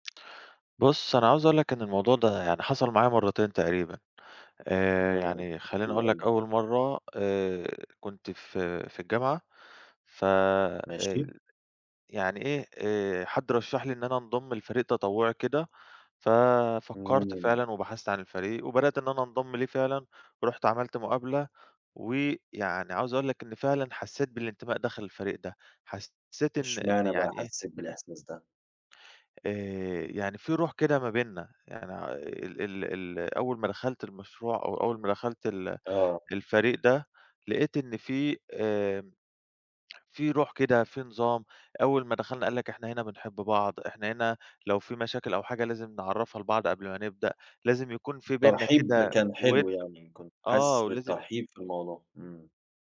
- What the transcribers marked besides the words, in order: none
- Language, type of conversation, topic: Arabic, podcast, إحكيلي عن مرة حسّيت إنك منتمّي وسط مجموعة؟